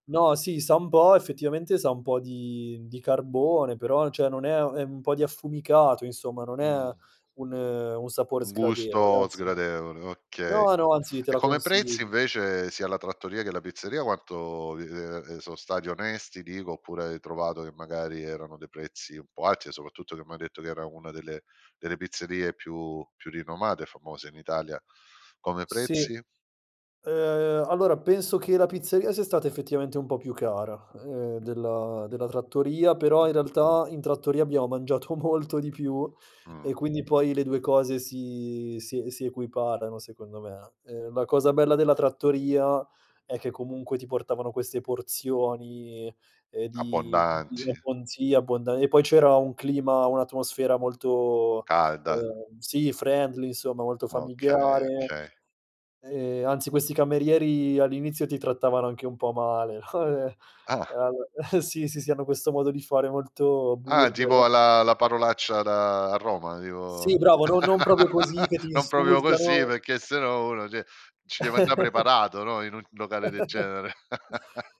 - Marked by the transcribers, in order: "cioè" said as "ceh"; laughing while speaking: "molto di più"; in English: "friendly"; chuckle; laughing while speaking: "Al"; laugh; "proprio" said as "propio"; "proprio" said as "propio"; "cioè" said as "ceh"; chuckle
- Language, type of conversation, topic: Italian, podcast, Qual è un'avventura improvvisata che ricordi ancora?